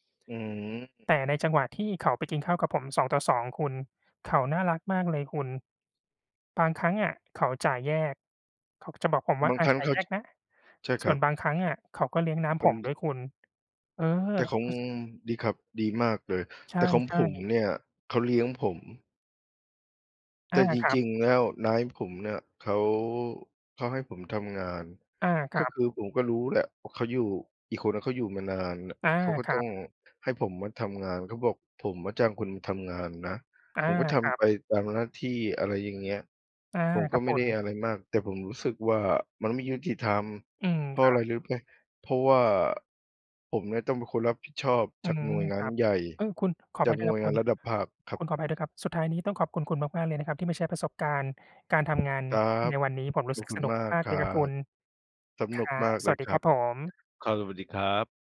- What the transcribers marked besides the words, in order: other background noise; tapping
- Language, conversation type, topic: Thai, unstructured, คุณชอบงานที่ทำอยู่ตอนนี้ไหม?